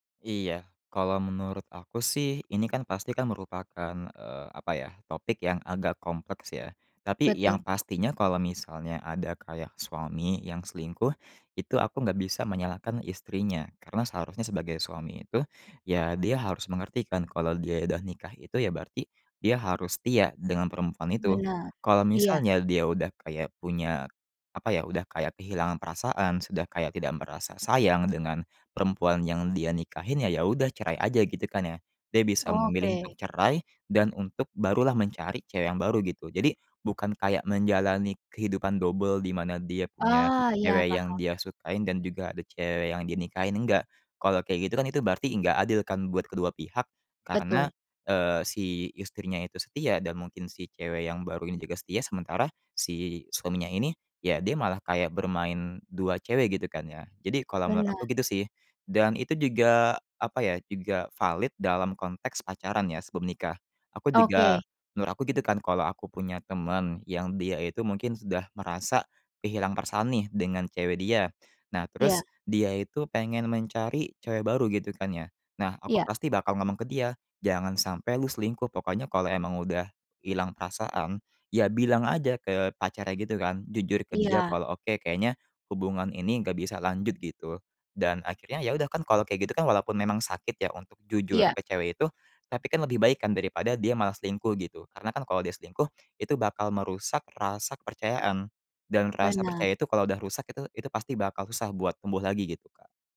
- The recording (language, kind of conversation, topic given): Indonesian, podcast, Bisakah kamu menceritakan pengalaman ketika orang tua mengajarkan nilai-nilai hidup kepadamu?
- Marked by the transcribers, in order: none